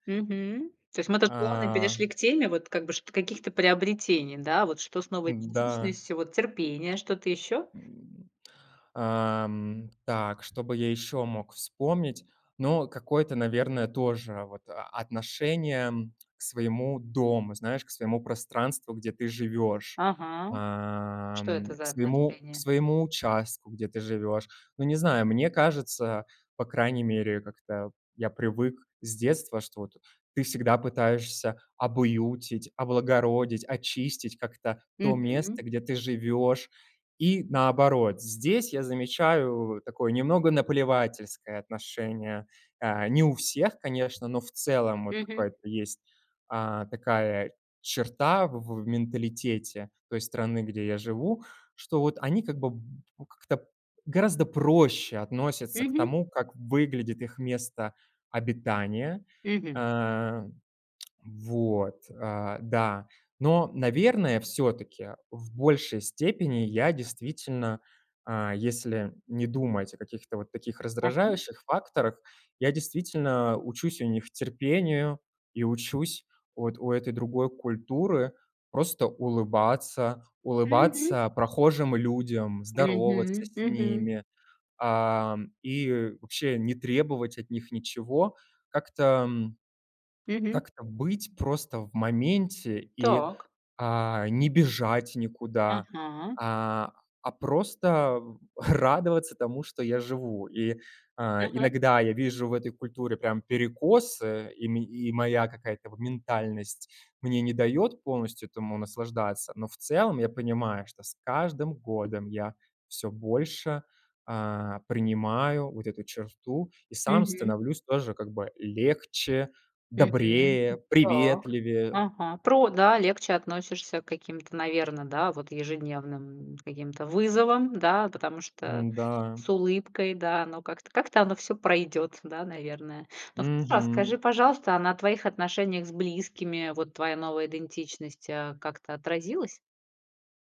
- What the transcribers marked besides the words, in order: grunt; chuckle; unintelligible speech
- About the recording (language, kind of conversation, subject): Russian, podcast, Как миграция или переезд повлияли на ваше чувство идентичности?